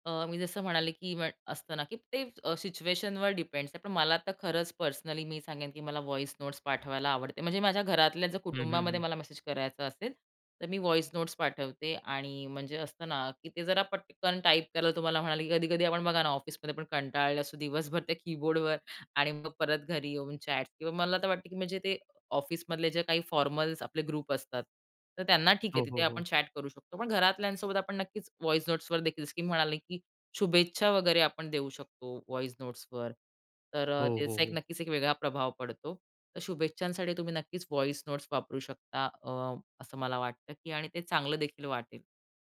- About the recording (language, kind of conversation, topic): Marathi, podcast, व्हॉइस नोट्स कधी पाठवता आणि कधी टाईप करता?
- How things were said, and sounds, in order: in English: "व्हॉईस नोट्स"; tapping; in English: "व्हॉईस नोट्स"; in English: "चॅट"; in English: "फॉर्मल्स"; in English: "ग्रुप"; in English: "चॅट"; in English: "व्हॉईस नोट्सवर"; in English: "व्हॉईस नोट्सवर"; in English: "व्हॉईस नोट्स"